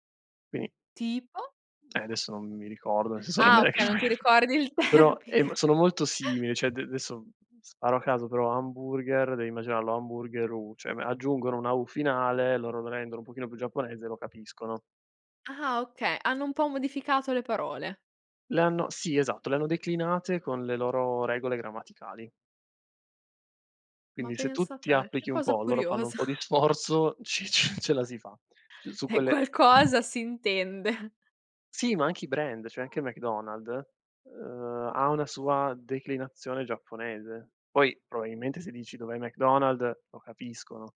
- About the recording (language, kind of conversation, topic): Italian, podcast, Hai mai fatto un viaggio che ti ha sorpreso completamente?
- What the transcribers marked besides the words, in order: tapping; unintelligible speech; chuckle; laughing while speaking: "il termine"; "cioè" said as "ceh"; "adesso" said as "desso"; chuckle; "cioè" said as "ceh"; laughing while speaking: "curiosa"; laughing while speaking: "ci ce"; other background noise; chuckle; "cioè" said as "ceh"